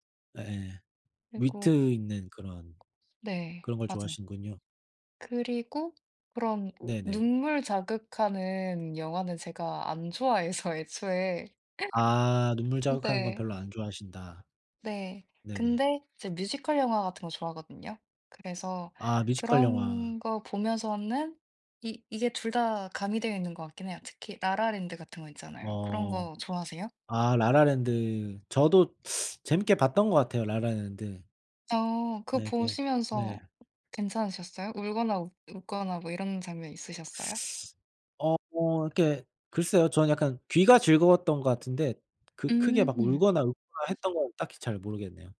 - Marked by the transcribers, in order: tapping; other background noise; laughing while speaking: "좋아해서 애초에"; other noise
- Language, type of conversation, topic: Korean, unstructured, 영화를 보다가 울거나 웃었던 기억이 있나요?